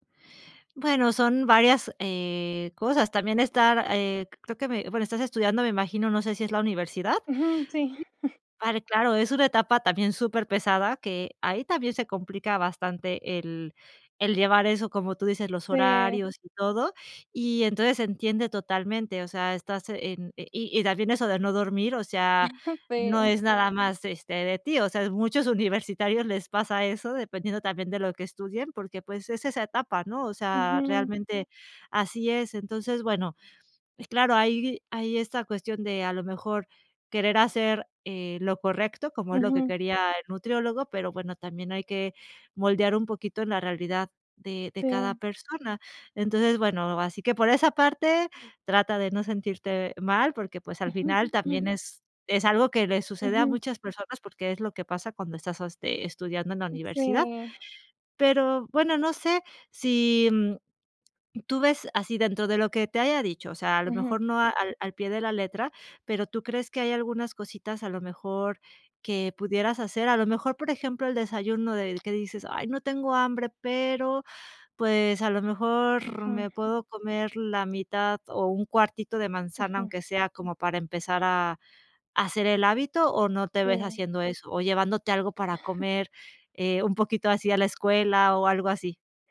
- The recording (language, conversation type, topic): Spanish, advice, ¿Por qué me siento frustrado/a por no ver cambios después de intentar comer sano?
- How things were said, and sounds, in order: chuckle; unintelligible speech; chuckle; chuckle; chuckle